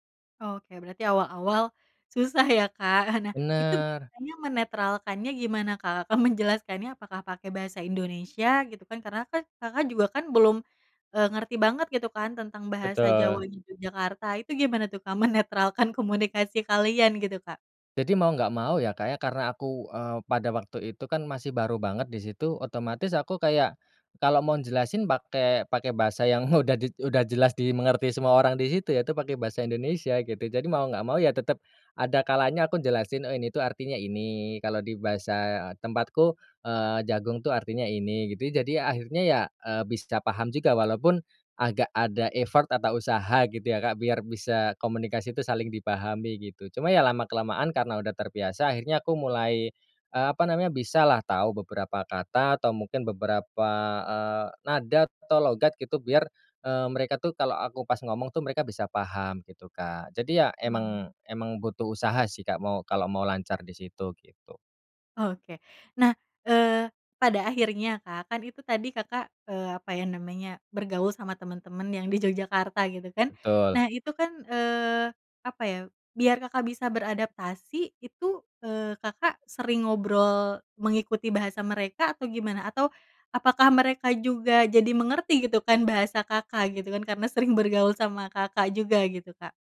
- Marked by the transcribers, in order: chuckle; laughing while speaking: "menjelaskannya"; laughing while speaking: "menetralkan"; laughing while speaking: "udah"; in Javanese: "jagong"; in English: "effort"
- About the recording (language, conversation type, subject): Indonesian, podcast, Bagaimana bahasa ibu memengaruhi rasa identitasmu saat kamu tinggal jauh dari kampung halaman?